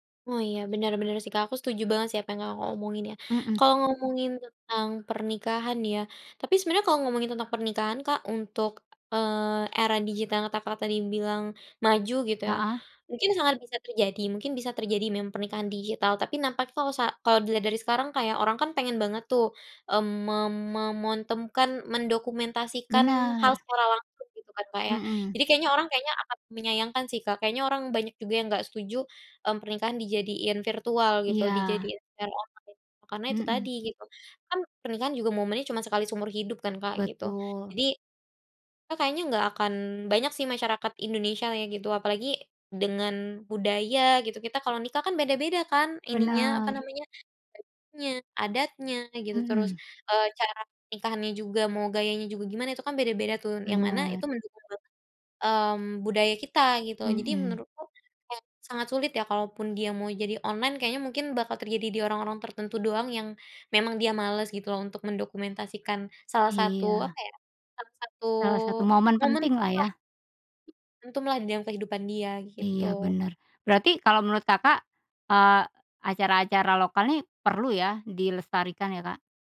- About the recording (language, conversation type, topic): Indonesian, podcast, Apa salah satu pengalaman lokal paling berkesan yang pernah kamu alami?
- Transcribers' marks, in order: tapping; in English: "online"; in English: "online"; unintelligible speech